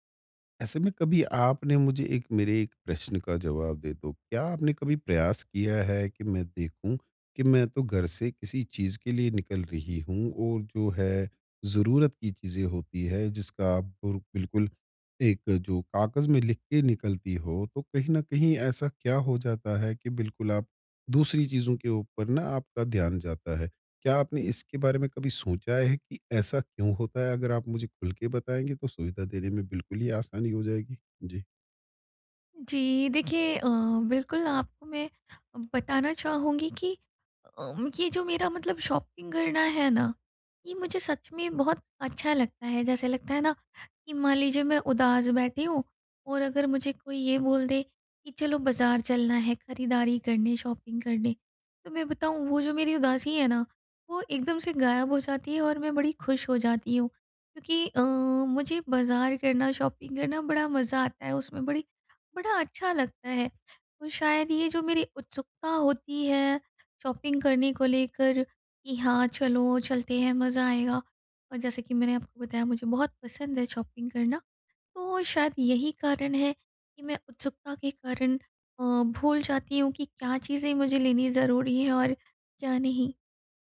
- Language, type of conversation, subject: Hindi, advice, शॉपिंग करते समय सही निर्णय कैसे लूँ?
- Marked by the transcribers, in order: in English: "शॉपिंग"; in English: "शॉपिंग"; in English: "शॉपिंग"; in English: "शॉपिंग"; in English: "शॉपिंग"